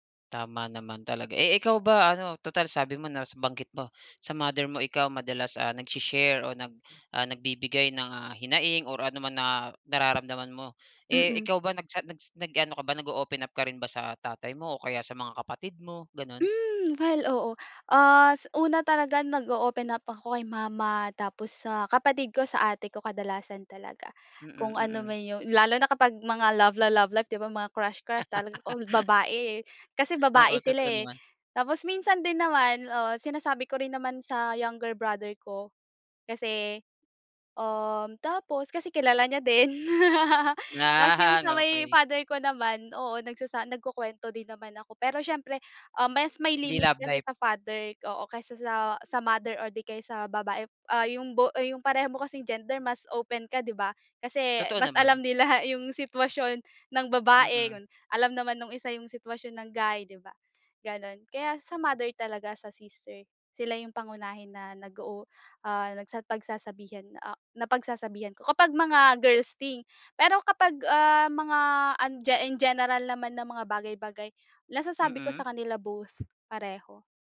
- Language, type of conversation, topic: Filipino, podcast, Ano ang ginagawa ninyo para manatiling malapit sa isa’t isa kahit abala?
- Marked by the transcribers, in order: laugh; chuckle; laughing while speaking: "Ah"; laughing while speaking: "nila"; tapping